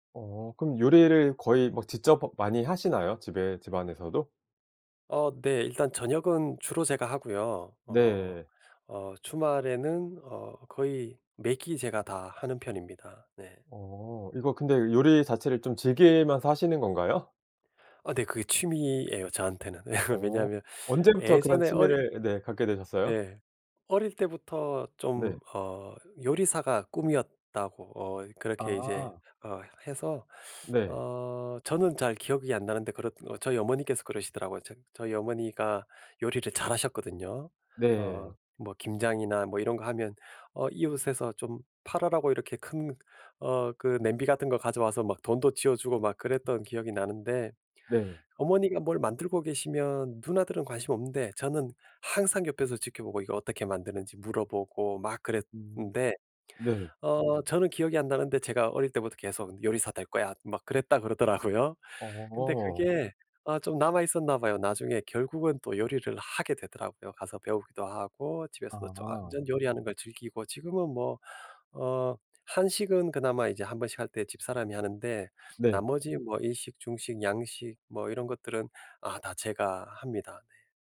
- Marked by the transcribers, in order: laugh; teeth sucking; tapping; put-on voice: "요리사 될 거야"; laughing while speaking: "그러더라고요"
- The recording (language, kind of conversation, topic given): Korean, podcast, 주말을 알차게 보내는 방법은 무엇인가요?